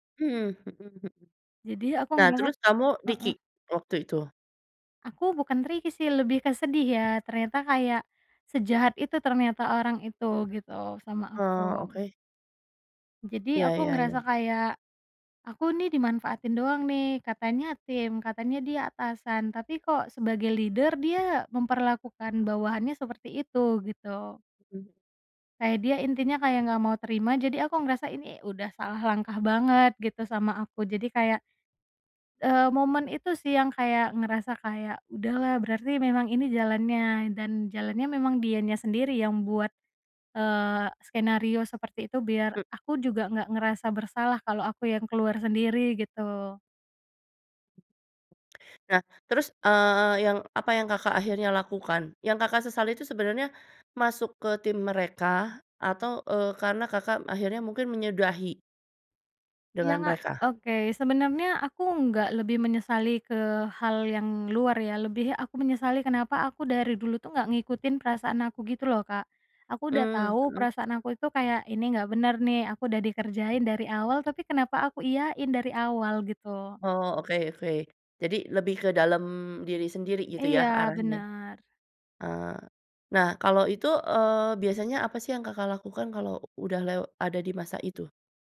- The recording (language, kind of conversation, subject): Indonesian, podcast, Bagaimana cara kamu memaafkan diri sendiri setelah melakukan kesalahan?
- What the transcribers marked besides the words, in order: in English: "di-kick?"; in English: "tricky"; other background noise; in English: "leader"